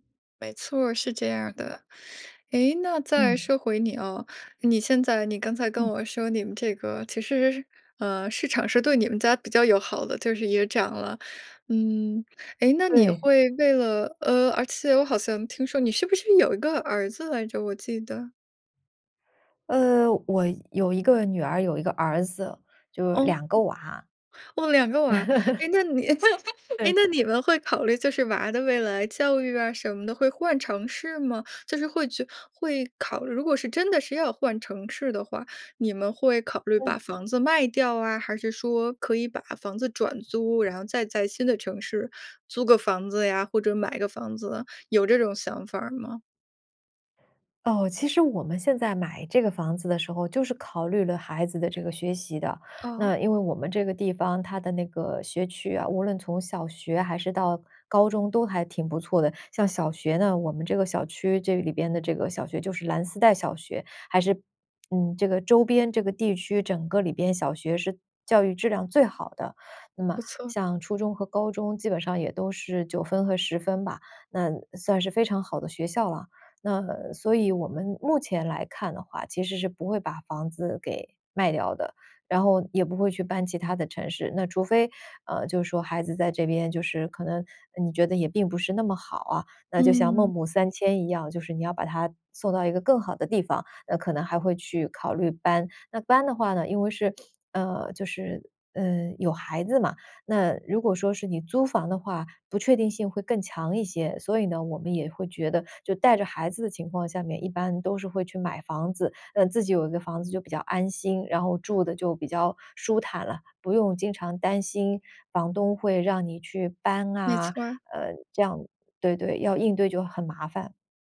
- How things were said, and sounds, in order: laugh; unintelligible speech; other background noise
- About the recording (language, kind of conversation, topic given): Chinese, podcast, 你该如何决定是买房还是继续租房？